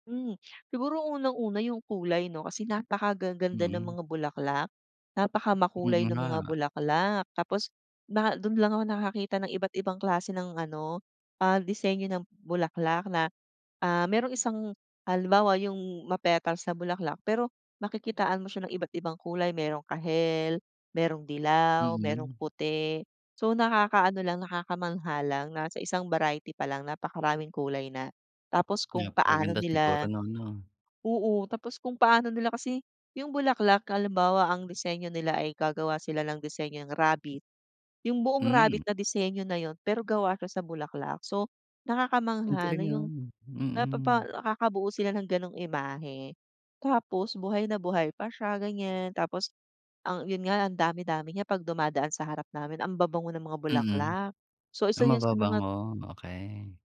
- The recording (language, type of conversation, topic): Filipino, podcast, Ano ang paborito mong alaala mula sa pistang napuntahan mo?
- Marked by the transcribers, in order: none